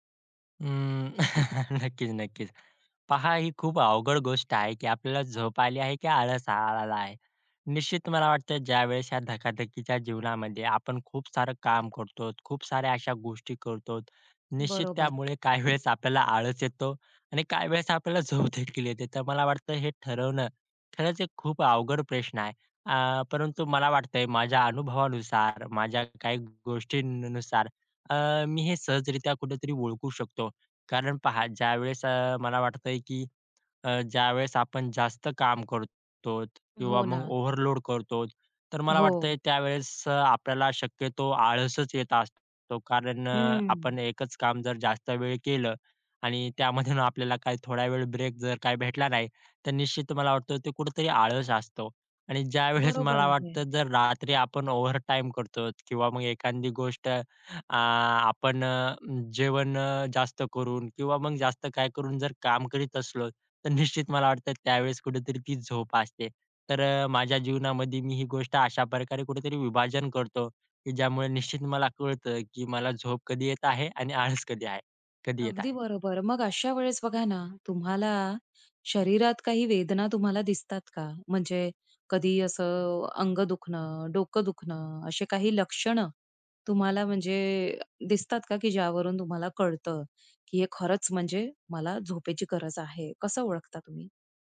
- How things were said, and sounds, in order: chuckle; laughing while speaking: "आळस येतो"; laughing while speaking: "झोपदेखील येते"; in English: "ओव्हरलोड"; laughing while speaking: "आपल्याला काही"; laughing while speaking: "आळस कधी आहे?"
- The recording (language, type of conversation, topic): Marathi, podcast, झोप हवी आहे की फक्त आळस आहे, हे कसे ठरवता?